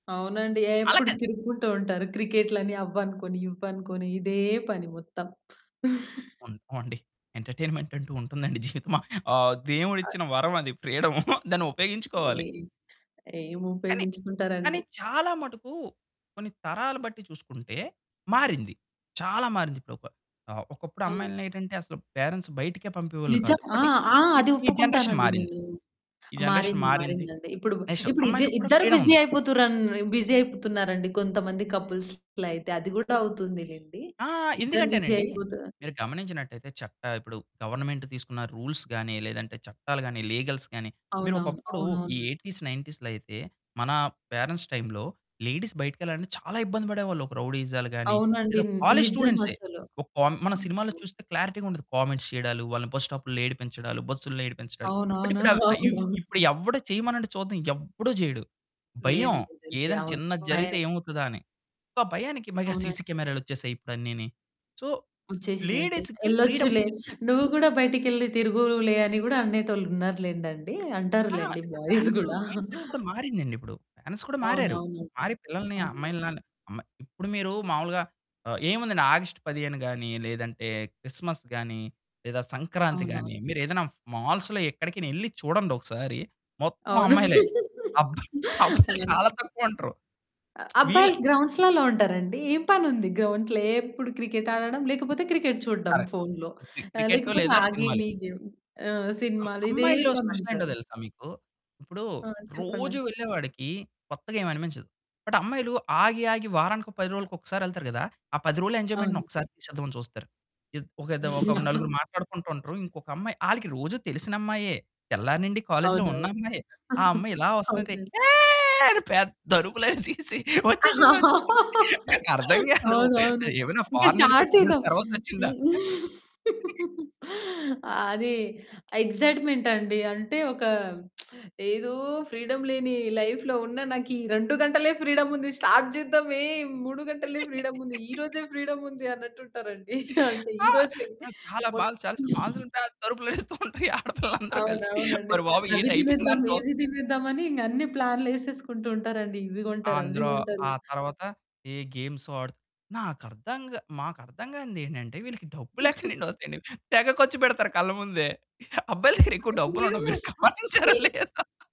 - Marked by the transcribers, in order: chuckle; laughing while speaking: "జీవితమ"; chuckle; in English: "పేరెంట్స్"; other background noise; in English: "జనరేషన్"; in English: "జనరేషన్"; in English: "బిజీ"; in English: "బిజీ"; in English: "కపుల్స్"; in English: "బిజీ"; in English: "గవర్నమెంట్"; in English: "రూల్స్"; in English: "లీగల్స్"; in English: "ఎయిటీస్, నైంటీ‌స్‌లో"; in English: "పేరెంట్స్"; in English: "లేడీస్"; in English: "కాలేజ్"; in English: "క్లారిటీ‌గా"; in English: "కామెంట్స్"; laughing while speaking: "ఆ! అవునవును"; in English: "బట్"; distorted speech; in English: "ఫైవ్"; in English: "సొ"; in English: "సీసీ"; in English: "సో, లేడీస్‌కి ఫ్రీడమ్"; in English: "బాయ్స్"; in English: "మైండ్‌సెట్"; laughing while speaking: "గూడా"; in English: "మెన్స్"; in English: "క్రిస్మస్"; static; laugh; laughing while speaking: "అబ్బ అబ్బాయిలు"; lip smack; in English: "గ్రౌండ్స్‌లో?"; in English: "కరెక్ట్"; in English: "గేమ్"; in English: "గేమ్"; in English: "స్పెషల్"; in English: "బట్"; in English: "ఎంజాయ్‌మెంట్‌ని"; chuckle; chuckle; laugh; stressed: "ఏ"; stressed: "పేద్దరుపులు"; laughing while speaking: "అరిసేసి వచ్చేసింది, వచ్చేసింది. నాకర్థం కాదు"; in English: "స్టార్ట్"; giggle; in English: "ఫారిన్"; in English: "టూ ఇయర్స్"; chuckle; lip smack; in English: "ఫ్రీడమ్"; in English: "లైఫ్‌లో"; in English: "ఫ్రీడమ్"; in English: "స్టార్ట్"; laugh; in English: "మాల్స్"; chuckle; wind; stressed: "పేద్ద"; laughing while speaking: "అరుపులరుస్తూ ఉంటారు. ఈ ఆడపిల్లలందరూ కలిసి. ఓరి బాబు ఏంటి అయిపోయిందా అని చూస్తే"; laughing while speaking: "ఎక్కడి నుండి వస్తాయండి? తెగ ఖర్చు … మీరు గమనించారో లేదో"; giggle
- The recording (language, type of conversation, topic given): Telugu, podcast, ప్రేమలో నమ్మకం మీ అనుభవంలో ఎలా ఏర్పడుతుంది?